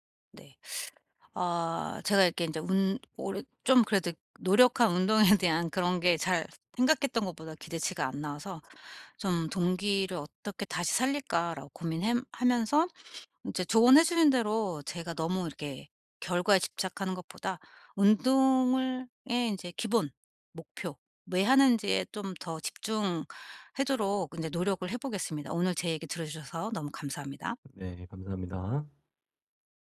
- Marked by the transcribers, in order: other background noise; laughing while speaking: "운동에 대한"
- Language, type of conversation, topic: Korean, advice, 동기부여가 떨어질 때도 운동을 꾸준히 이어가기 위한 전략은 무엇인가요?